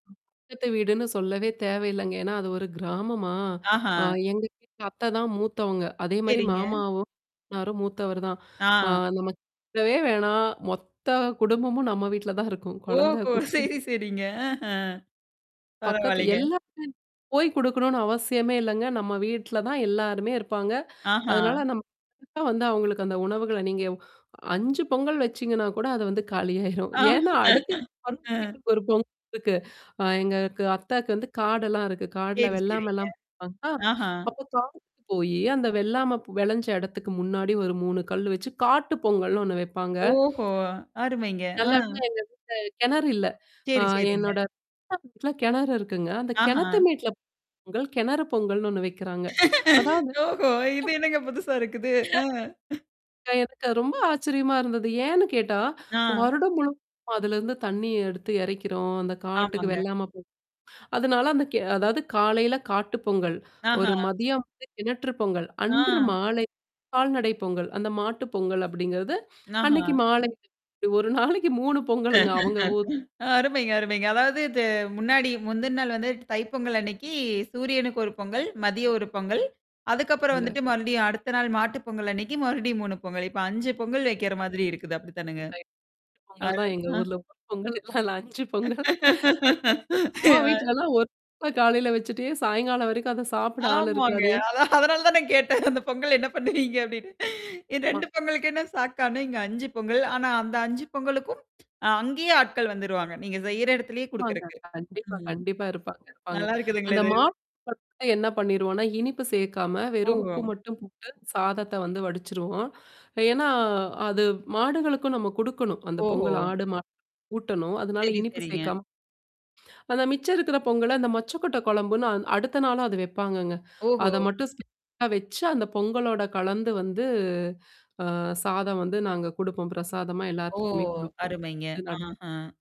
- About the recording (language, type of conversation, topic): Tamil, podcast, ஒரு முக்கிய நாள் உங்கள் வீட்டில் எவ்வாறு கொண்டாடப்படுகிறது?
- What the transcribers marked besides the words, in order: tapping; distorted speech; other background noise; static; laughing while speaking: "ஓஹோ! சரி, சரிங்க. ஆஹ"; mechanical hum; other noise; unintelligible speech; laughing while speaking: "ஆ. ஆ"; chuckle; unintelligible speech; unintelligible speech; laughing while speaking: "ஓஹோ! இது என்னங்க புதுசா இருக்குது? அ"; laugh; "ஆஹா" said as "நஹா"; laughing while speaking: "இப்டி ஒரு நாளைக்கு மூணு பொங்கலுங்க, அவங்க ஊர்"; laughing while speaking: "அருமைங்க, அருமைங்க"; unintelligible speech; laughing while speaking: "எங்க ஊர்ல பொங்கல், இல்ல அஞ்சு பொங்கல்"; unintelligible speech; laugh; unintelligible speech; laughing while speaking: "ஆமாங்க. அதான், அதனால தான் நான் … இங்க அஞ்சு பொங்கல்"; in English: "ஷாக்கானேன்"; unintelligible speech; unintelligible speech; unintelligible speech; drawn out: "வந்து"; unintelligible speech